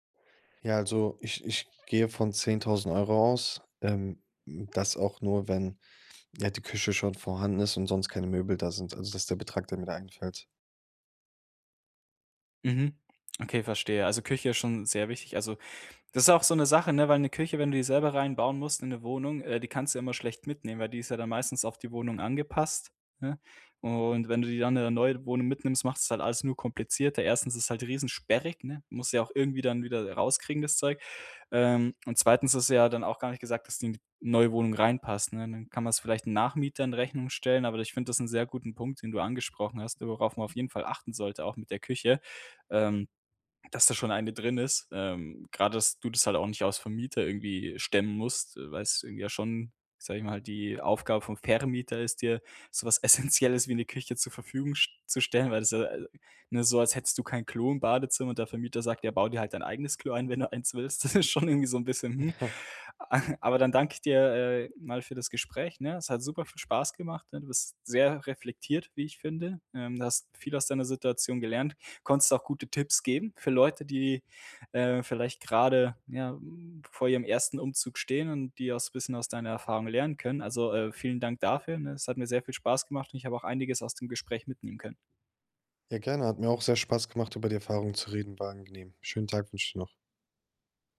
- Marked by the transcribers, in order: stressed: "Vermieter"; laughing while speaking: "essenzielles"; laughing while speaking: "eins willst. Das ist schon irgendwie"; laughing while speaking: "Ja"; chuckle
- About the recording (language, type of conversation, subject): German, podcast, Wie war dein erster großer Umzug, als du zum ersten Mal allein umgezogen bist?